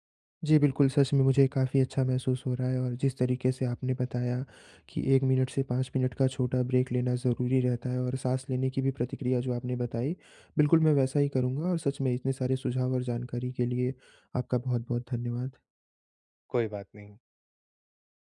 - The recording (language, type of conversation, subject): Hindi, advice, व्यस्तता में काम के बीच छोटे-छोटे सचेत विराम कैसे जोड़ूँ?
- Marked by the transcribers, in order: in English: "ब्रेक"